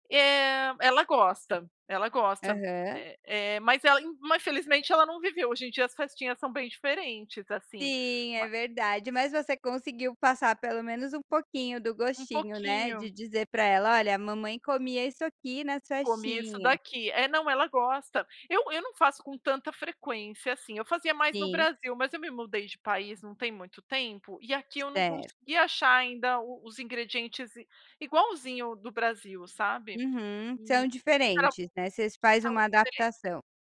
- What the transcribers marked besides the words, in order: other background noise
- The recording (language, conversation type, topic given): Portuguese, podcast, Qual comida te traz lembranças fortes de infância?